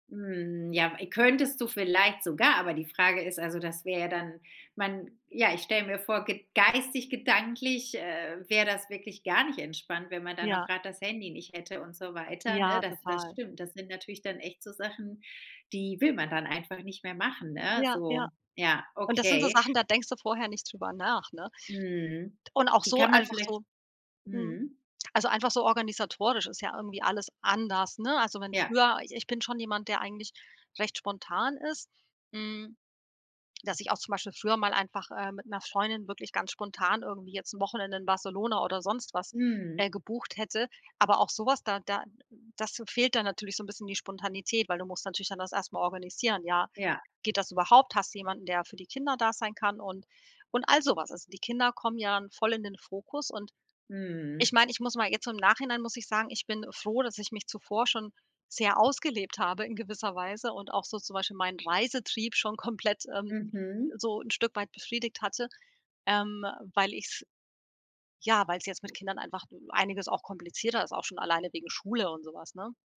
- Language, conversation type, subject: German, podcast, Was hat die Geburt eines Kindes für dich verändert?
- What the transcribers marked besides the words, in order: other background noise; tapping